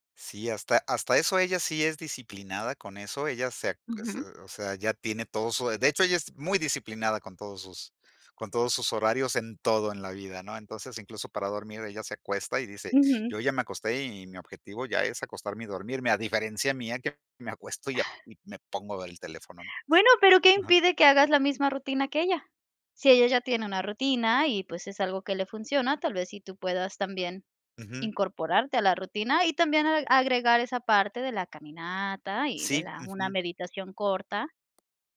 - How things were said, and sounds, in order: none
- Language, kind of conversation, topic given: Spanish, advice, ¿Cómo puedo lograr el hábito de dormir a una hora fija?